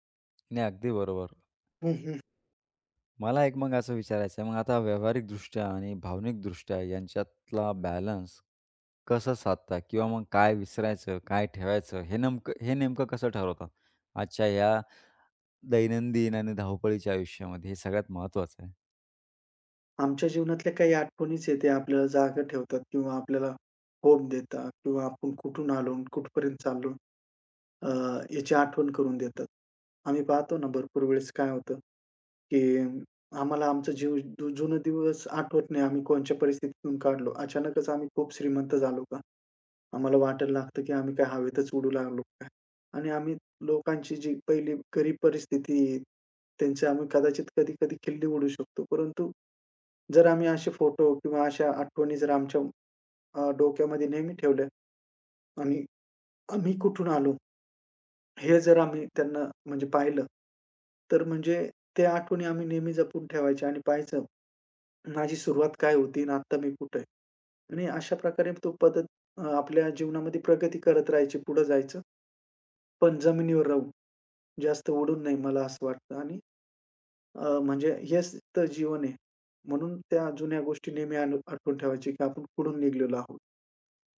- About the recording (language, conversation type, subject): Marathi, podcast, तुमच्या कपाटात सर्वात महत्त्वाच्या वस्तू कोणत्या आहेत?
- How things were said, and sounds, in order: tapping; "कोणत्या" said as "कोणच्या"